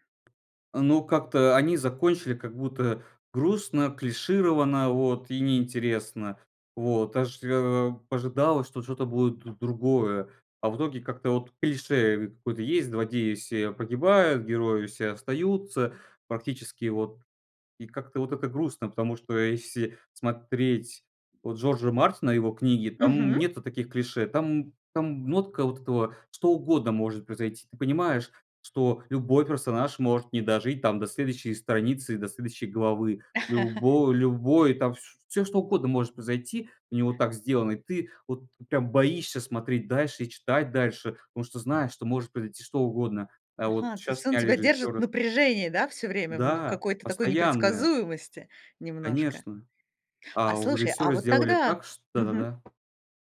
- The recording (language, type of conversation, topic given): Russian, podcast, Как адаптировать книгу в хороший фильм без потери сути?
- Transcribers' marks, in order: tapping; laugh; other background noise